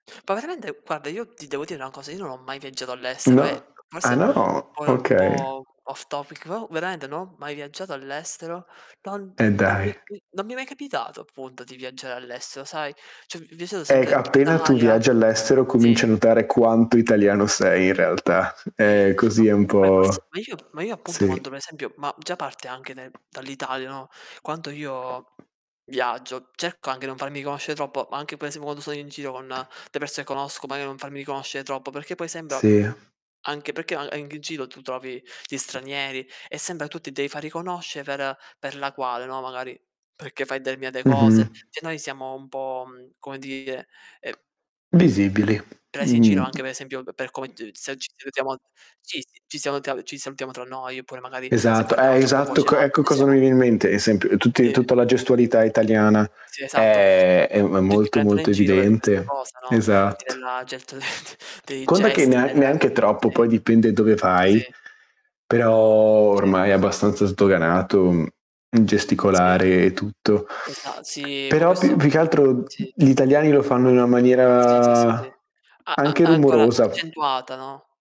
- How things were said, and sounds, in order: "Poi" said as "po"; tapping; distorted speech; in English: "off topic"; "però" said as "vro"; "Cioè" said as "ceh"; static; other background noise; "delle" said as "de"; "persone" said as "pesone"; "determinate" said as "deamiate"; "cioè" said as "ceh"; unintelligible speech; drawn out: "è"; laughing while speaking: "getto del"; swallow; drawn out: "però"; drawn out: "maniera"
- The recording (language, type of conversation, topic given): Italian, unstructured, Che cosa ti ha sorpreso di più delle usanze italiane?